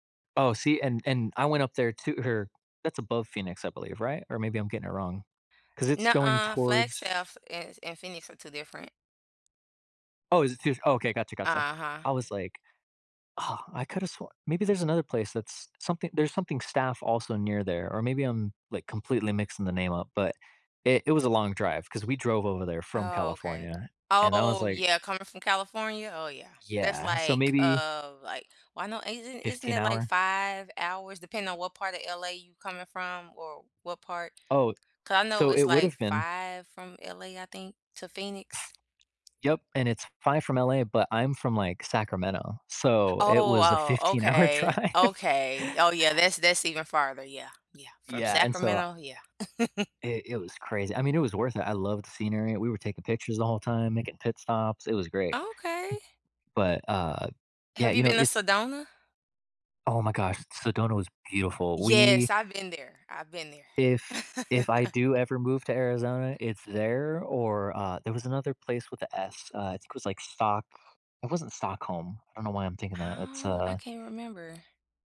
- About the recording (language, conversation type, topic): English, unstructured, What good news have you heard lately that made you smile?
- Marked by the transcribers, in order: scoff; other background noise; drawn out: "Oh"; laughing while speaking: "fifteen-hour drive"; chuckle; chuckle; tapping; chuckle